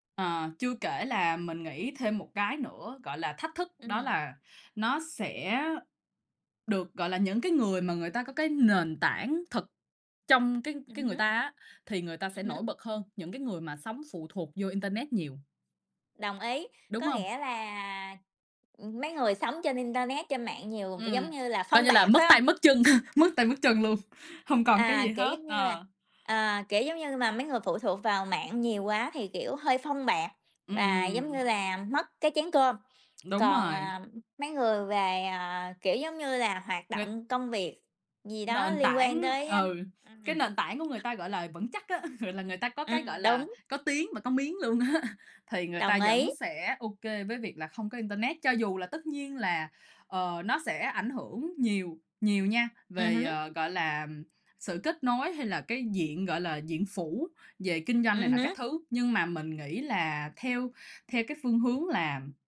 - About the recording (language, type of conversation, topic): Vietnamese, unstructured, Bạn sẽ phản ứng thế nào nếu một ngày thức dậy và nhận ra mình đang sống trong một thế giới không có internet?
- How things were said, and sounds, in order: other background noise; tapping; chuckle; chuckle; laughing while speaking: "á"